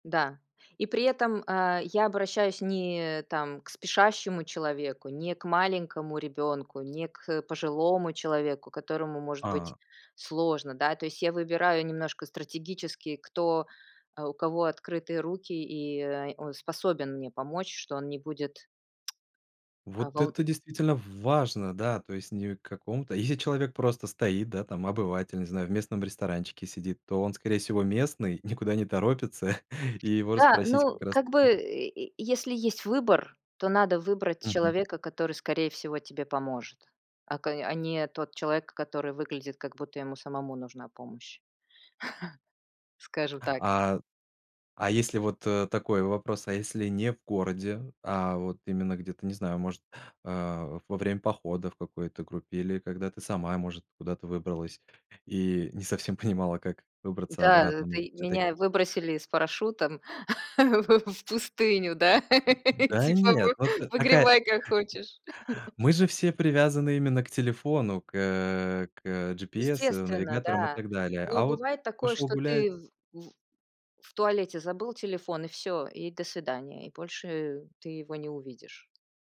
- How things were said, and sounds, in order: tapping; chuckle; chuckle; other background noise; laugh; laughing while speaking: "в"; laugh; laugh
- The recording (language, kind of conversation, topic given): Russian, podcast, Какие советы ты бы дал новичку, чтобы не потеряться?